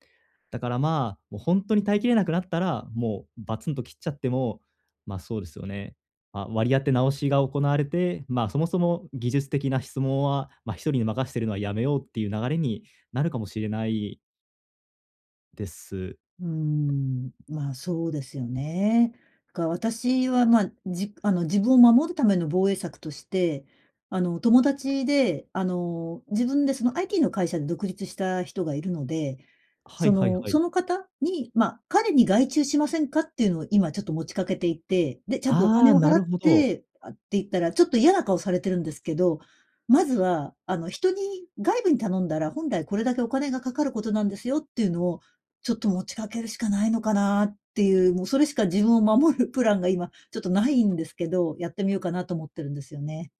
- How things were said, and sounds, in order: other background noise
- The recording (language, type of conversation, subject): Japanese, advice, 他者の期待と自己ケアを両立するには、どうすればよいですか？